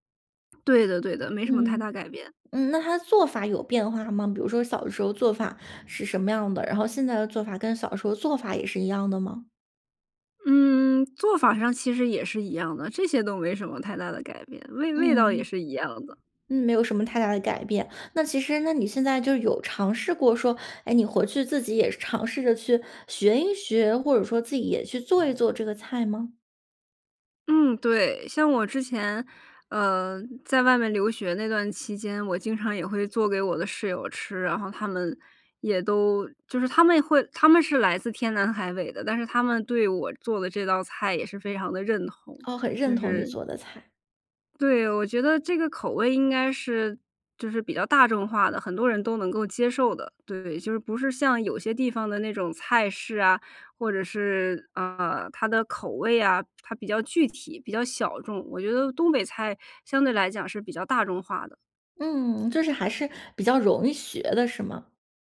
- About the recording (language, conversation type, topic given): Chinese, podcast, 哪道菜最能代表你家乡的味道？
- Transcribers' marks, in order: none